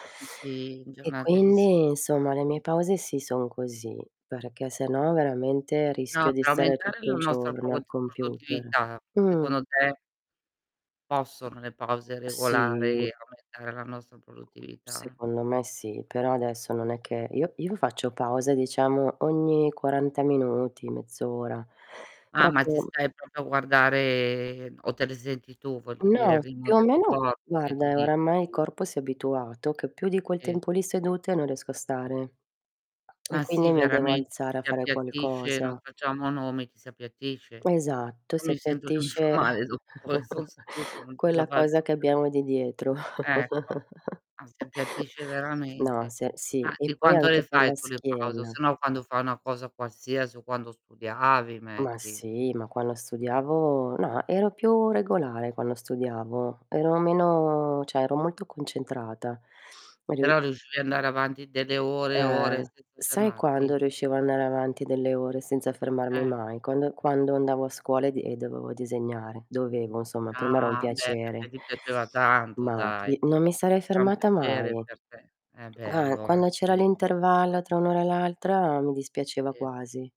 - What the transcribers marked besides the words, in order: unintelligible speech; distorted speech; tapping; drawn out: "Sì"; static; other background noise; "proprio" said as "propo"; drawn out: "guardare"; unintelligible speech; laughing while speaking: "che mi"; laughing while speaking: "dottore"; chuckle; chuckle; "quando" said as "quano"; "cioè" said as "ceh"
- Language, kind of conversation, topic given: Italian, unstructured, In che modo le pause regolari possono aumentare la nostra produttività?